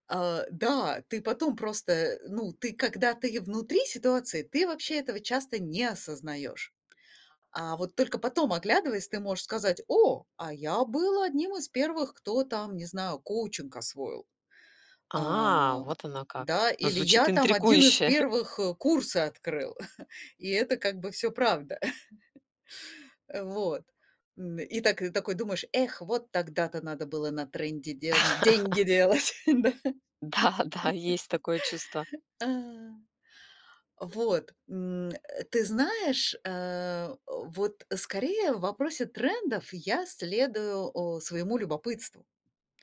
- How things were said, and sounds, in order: tapping; chuckle; chuckle; chuckle; laugh; laughing while speaking: "Да-да"; laughing while speaking: "деньги делать, да"; laugh
- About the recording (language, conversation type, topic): Russian, podcast, Как ты решаешь, стоит ли следовать тренду?